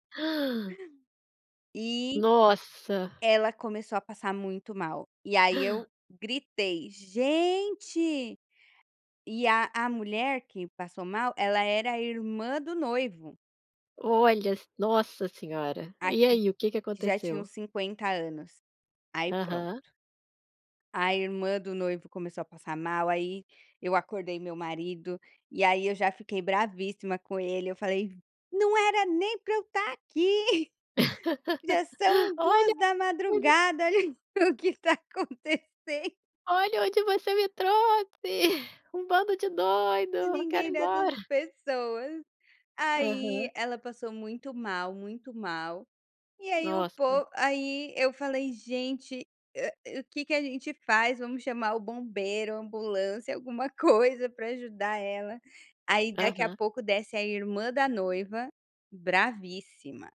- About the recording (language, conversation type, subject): Portuguese, podcast, Você pode contar sobre uma festa ou celebração inesquecível?
- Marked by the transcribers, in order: gasp; gasp; chuckle; unintelligible speech; laughing while speaking: "olha o que tá acontecen"; put-on voice: "Olha onde você me trouxe, um bando de doido, quero ir embora"; chuckle; other noise